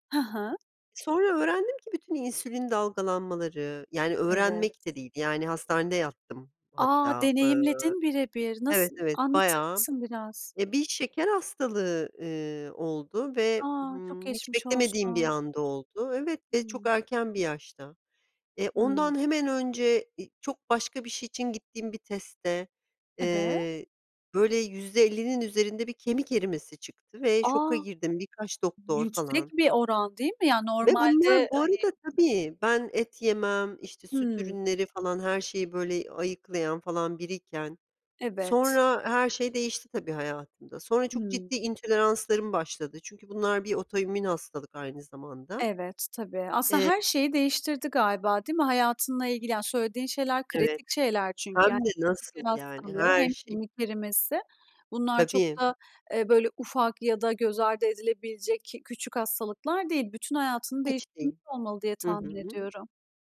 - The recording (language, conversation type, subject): Turkish, podcast, Sağlıklı beslenmeyi nasıl tanımlarsın?
- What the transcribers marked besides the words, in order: tapping; other background noise